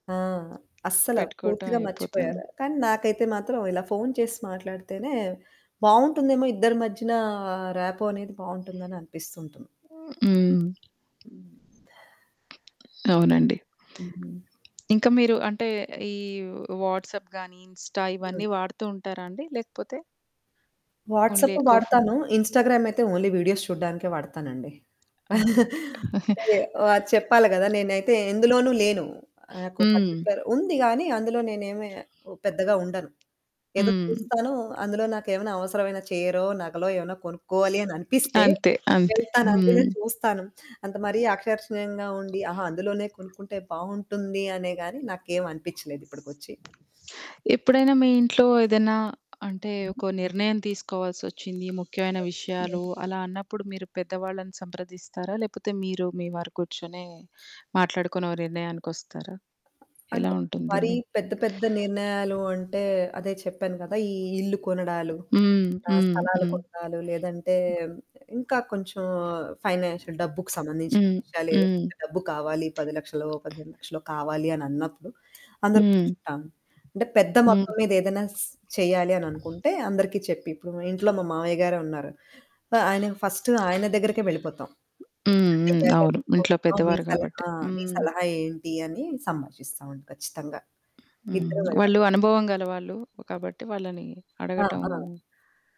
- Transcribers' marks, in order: static; other background noise; distorted speech; in English: "ర్యాపో"; horn; in English: "వాట్సప్"; in English: "ఇన్‌స్టా"; in English: "ఓన్లీ ఎకో"; in English: "ఓన్లీ వీడియోస్"; chuckle; in English: "పర్టిక్యులర్"; sniff; "ఆకర్షణీయంగా" said as "అక్షర్షణీయం‌గా"; in English: "ఫైనాన్షియల్"; tapping
- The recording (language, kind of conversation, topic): Telugu, podcast, మీ ఇంట్లో కుటుంబ సభ్యుల మధ్య పరస్పర సంభాషణ ఎలా జరుగుతుంది?
- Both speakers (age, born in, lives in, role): 35-39, India, India, guest; 35-39, India, India, host